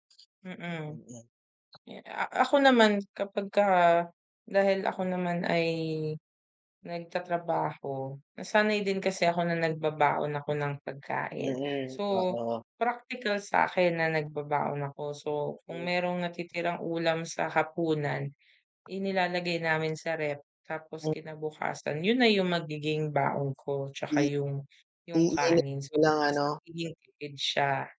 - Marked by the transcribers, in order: none
- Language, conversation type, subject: Filipino, unstructured, Mas pipiliin mo bang magluto ng pagkain sa bahay o umorder ng pagkain mula sa labas?